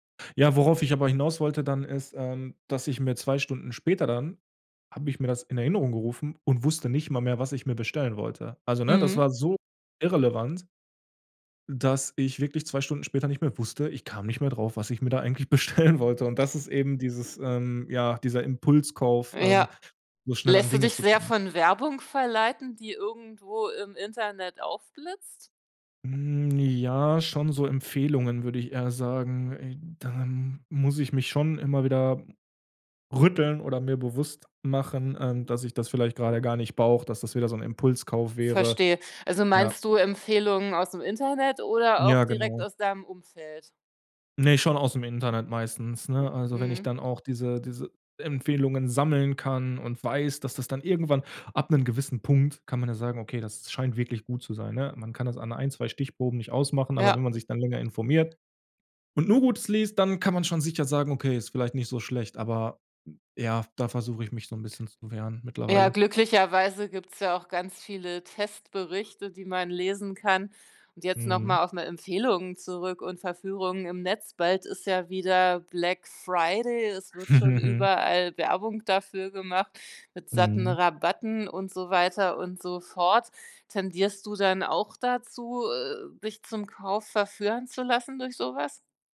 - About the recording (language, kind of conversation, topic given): German, podcast, Wie probierst du neue Dinge aus, ohne gleich alles zu kaufen?
- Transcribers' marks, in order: laughing while speaking: "bestellen wollte"; drawn out: "Hm, ja"